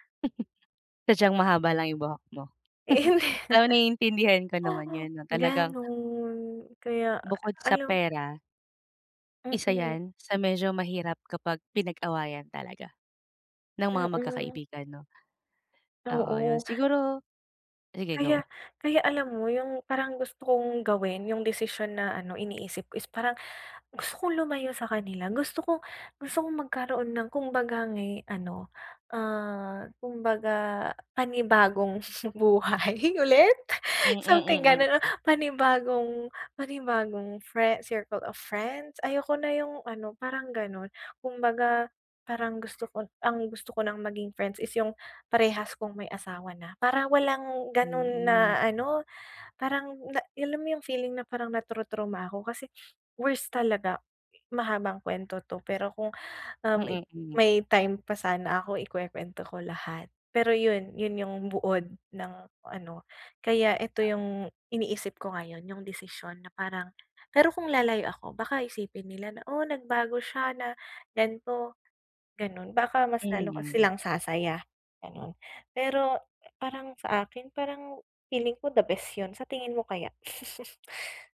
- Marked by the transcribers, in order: chuckle; laugh; chuckle; laughing while speaking: "buhay"; laugh
- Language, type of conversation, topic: Filipino, advice, Paano ko pipiliin ang tamang gagawin kapag nahaharap ako sa isang mahirap na pasiya?